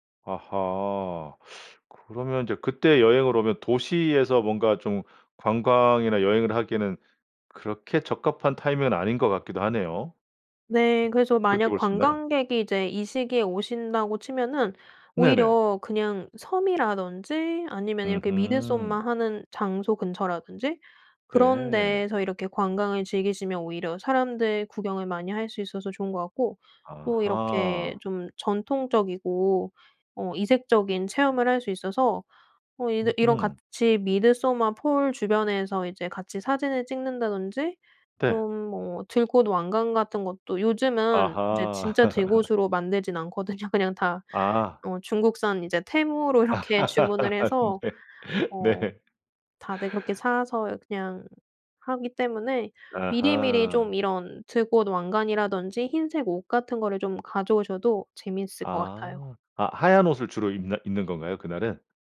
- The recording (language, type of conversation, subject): Korean, podcast, 고향에서 열리는 축제나 행사를 소개해 주실 수 있나요?
- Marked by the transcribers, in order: other background noise; laugh; laughing while speaking: "않거든요"; laugh; laughing while speaking: "이렇게"